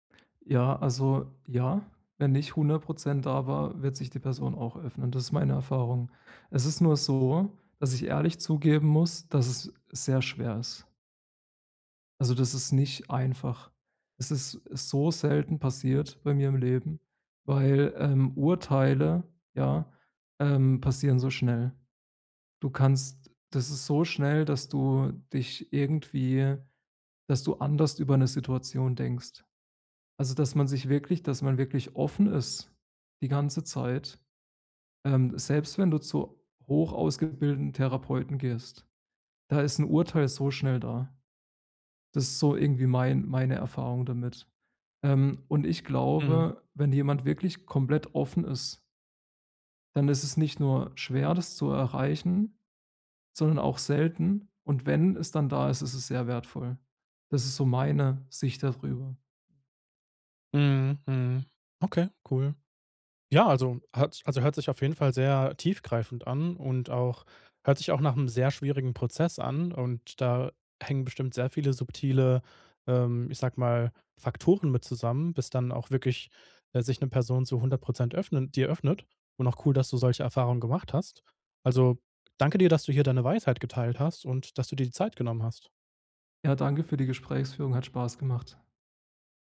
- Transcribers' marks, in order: "anders" said as "anderst"; "hoch-ausgebildeten" said as "hoch-ausgebilden"
- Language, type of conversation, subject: German, podcast, Wie zeigst du, dass du jemanden wirklich verstanden hast?